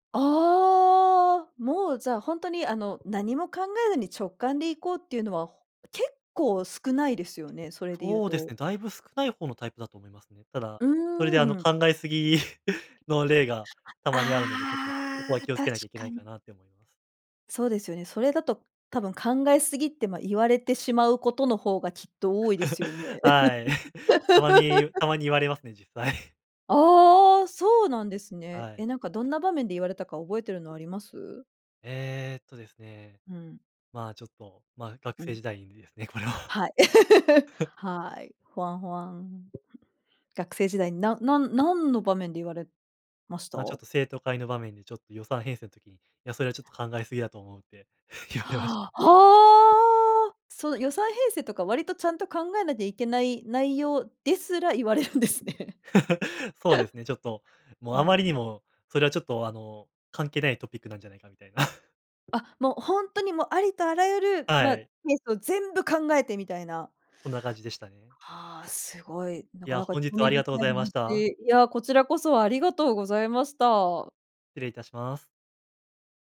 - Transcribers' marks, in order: chuckle; unintelligible speech; laugh; giggle; laugh; chuckle; laughing while speaking: "これは"; laugh; other background noise; chuckle; laughing while speaking: "言われました"; joyful: "はあ"; stressed: "ですら"; laughing while speaking: "言われるんですね"; laugh; chuckle
- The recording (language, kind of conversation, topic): Japanese, podcast, 直感と理屈、どちらを信じますか？